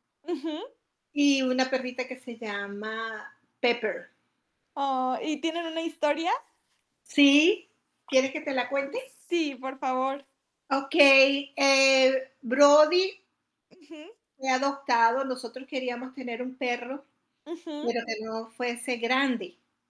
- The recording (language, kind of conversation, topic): Spanish, unstructured, ¿Qué opinas sobre adoptar animales de refugios?
- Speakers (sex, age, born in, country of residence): female, 18-19, Mexico, France; female, 70-74, Venezuela, United States
- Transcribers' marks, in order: static; tapping; other background noise